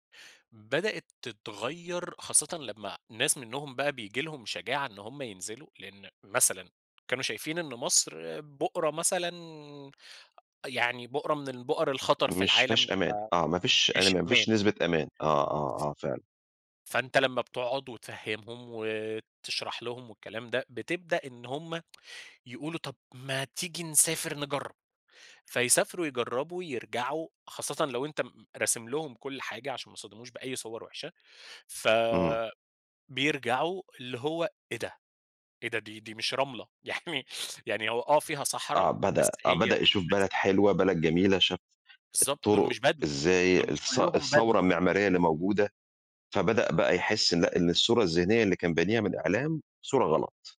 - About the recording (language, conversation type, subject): Arabic, podcast, إزاي بتتعاملوا مع الصور النمطية عن ناس من ثقافتكم؟
- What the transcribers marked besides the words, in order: laughing while speaking: "يعني"; tapping